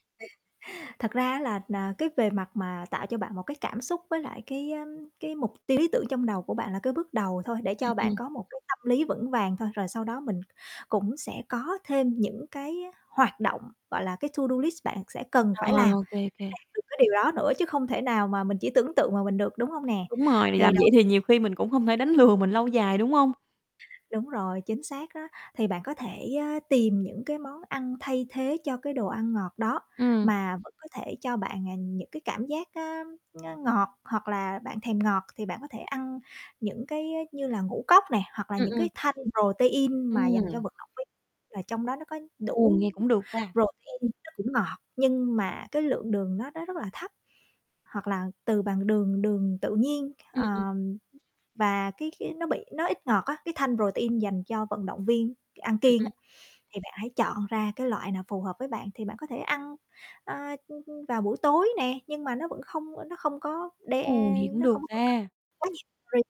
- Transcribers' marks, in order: chuckle; distorted speech; in English: "to do list"; laughing while speaking: "lừa"; tapping; unintelligible speech; other background noise; static; unintelligible speech
- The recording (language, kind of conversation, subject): Vietnamese, advice, Làm sao để giảm cơn thèm đồ ngọt vào ban đêm để không phá kế hoạch ăn kiêng?